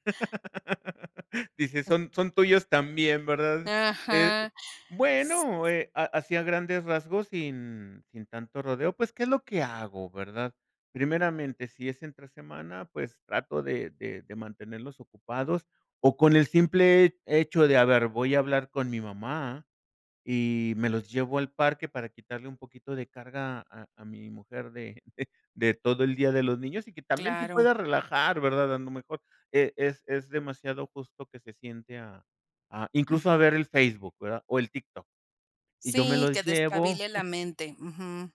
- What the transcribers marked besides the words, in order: laugh; other noise; other background noise; chuckle; chuckle
- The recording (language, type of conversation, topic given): Spanish, podcast, ¿Cómo equilibras el trabajo y la vida familiar sin volverte loco?